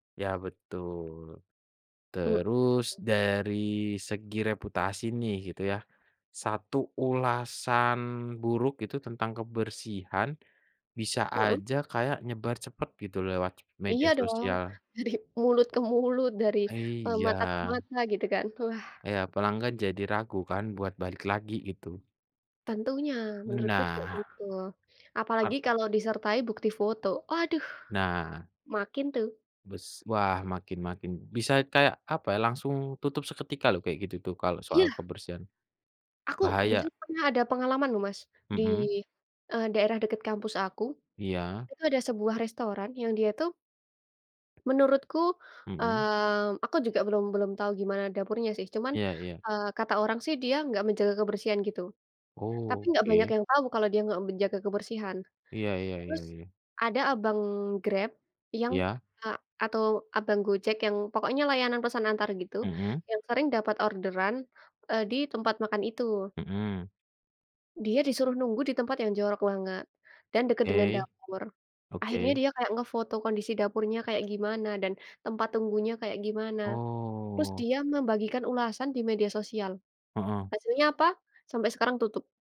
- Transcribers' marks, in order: laughing while speaking: "Dari mulut ke mulut"; unintelligible speech; other background noise
- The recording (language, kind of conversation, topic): Indonesian, unstructured, Kenapa banyak restoran kurang memperhatikan kebersihan dapurnya, menurutmu?